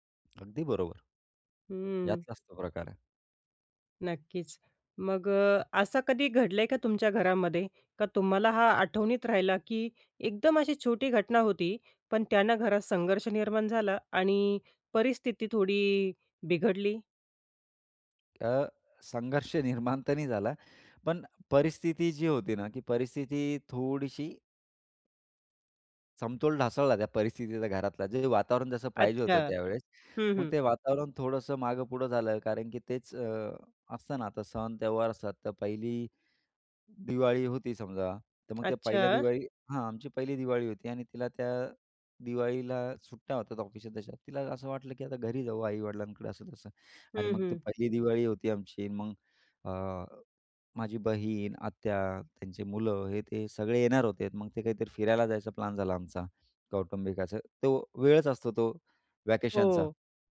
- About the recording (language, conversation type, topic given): Marathi, podcast, कुटुंब आणि जोडीदार यांच्यात संतुलन कसे साधावे?
- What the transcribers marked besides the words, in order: tapping; chuckle; other noise